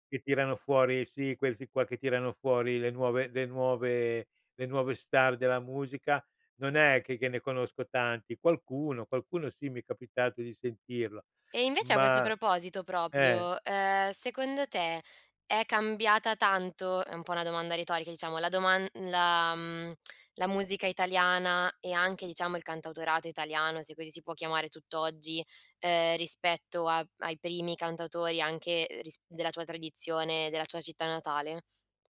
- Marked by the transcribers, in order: "questo" said as "queso"; tongue click
- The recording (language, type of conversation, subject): Italian, podcast, Quanto conta la tua città nel tuo gusto musicale?